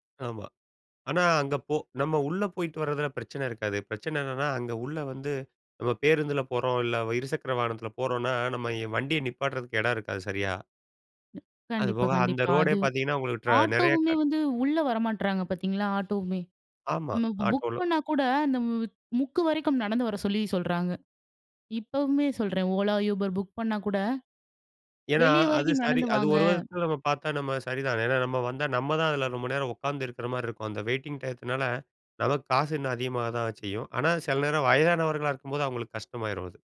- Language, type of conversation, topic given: Tamil, podcast, போக்குவரத்து அல்லது நெரிசல் நேரத்தில் மனஅழுத்தத்தை எப்படிக் கையாளலாம்?
- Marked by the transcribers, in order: other background noise